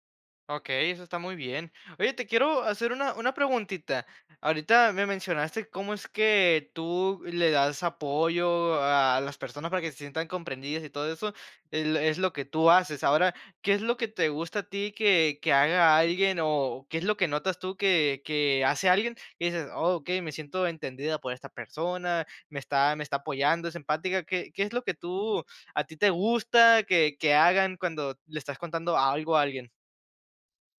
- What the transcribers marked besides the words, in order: none
- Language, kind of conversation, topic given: Spanish, podcast, ¿Qué haces para que alguien se sienta entendido?